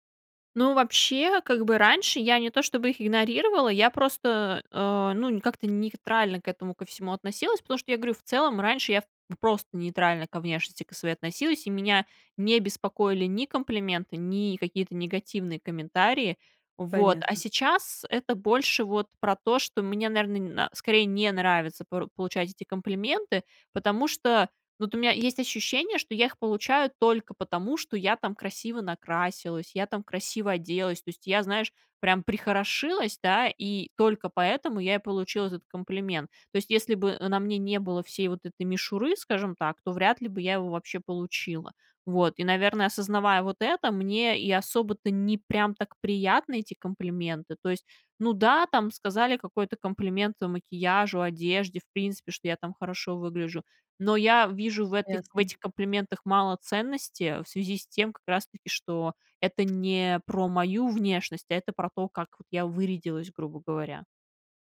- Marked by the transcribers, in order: none
- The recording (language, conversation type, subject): Russian, advice, Как низкая самооценка из-за внешности влияет на вашу жизнь?